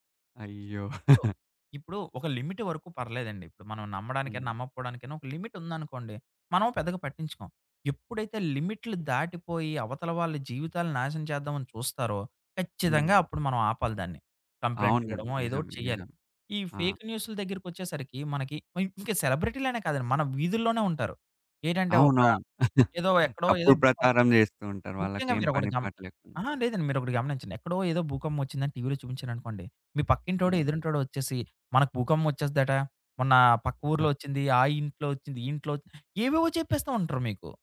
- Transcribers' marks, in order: in English: "సో"; giggle; in English: "లిమిట్"; in English: "లిమిట్"; in English: "కంప్లయింట్"; in English: "ఫేక్ న్యూస్‌ల"; in English: "సెలబ్రిటీలనే"; giggle
- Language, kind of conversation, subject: Telugu, podcast, నకిలీ వార్తలు ప్రజల నమ్మకాన్ని ఎలా దెబ్బతీస్తాయి?